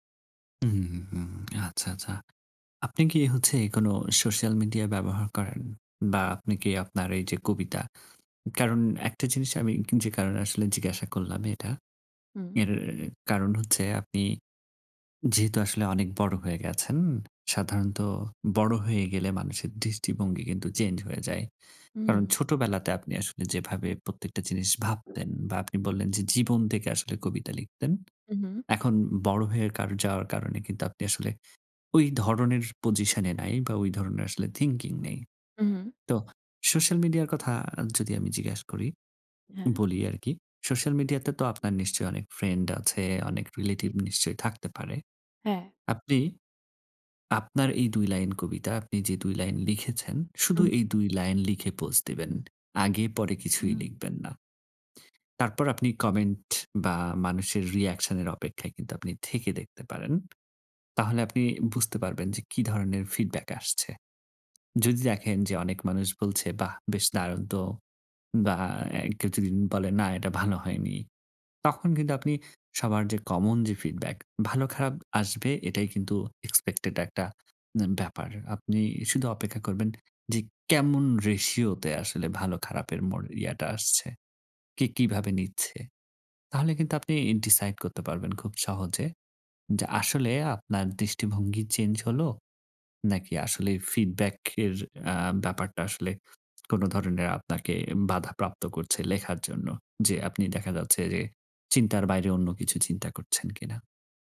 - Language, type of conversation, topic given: Bengali, advice, আপনার আগ্রহ কীভাবে কমে গেছে এবং আগে যে কাজগুলো আনন্দ দিত, সেগুলো এখন কেন আর আনন্দ দেয় না?
- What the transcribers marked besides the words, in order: drawn out: "হুম"; "সোশ্যাল" said as "শোশাল"; "হয়ে" said as "হয়ের"; in English: "পজিশন"; in English: "থিংকিং"; "সোশ্যাল" said as "শোশাল"; "সোশ্যাল" said as "শোশাল"; in English: "রিলেটিভ"; in English: "পোজ"; "পোস্ট" said as "পোজ"; in English: "reaction"; in English: "ফিডব্যাক"; in English: "ফিডব্যাক"; in English: "এক্সপেক্টেড"; in English: "রেশিও"; in English: "ডিসাইড"; in English: "ফিডব্যাক"